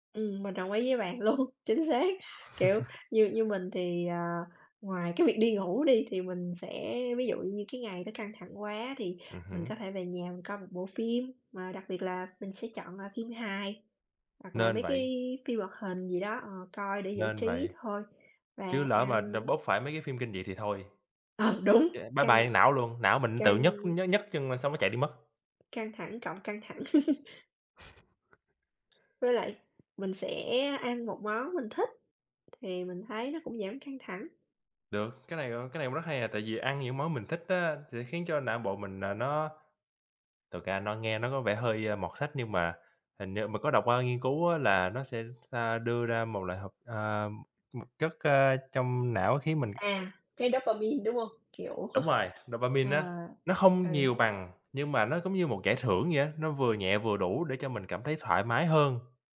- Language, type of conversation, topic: Vietnamese, unstructured, Bạn nghĩ sở thích nào giúp bạn thư giãn sau một ngày làm việc căng thẳng?
- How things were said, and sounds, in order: laughing while speaking: "luôn"; chuckle; tapping; laugh; other background noise; chuckle